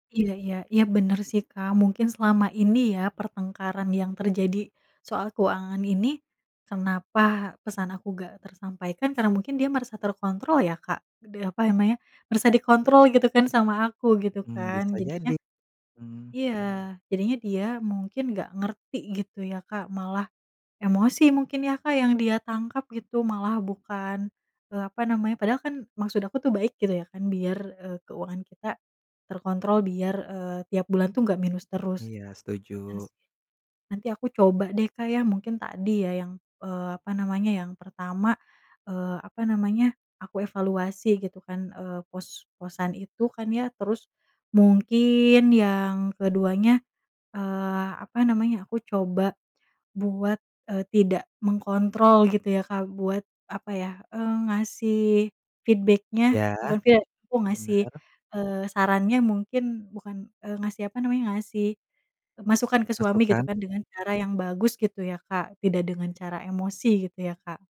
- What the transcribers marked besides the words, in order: in English: "feedback-nya"; other background noise
- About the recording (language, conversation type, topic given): Indonesian, advice, Mengapa saya sering bertengkar dengan pasangan tentang keuangan keluarga, dan bagaimana cara mengatasinya?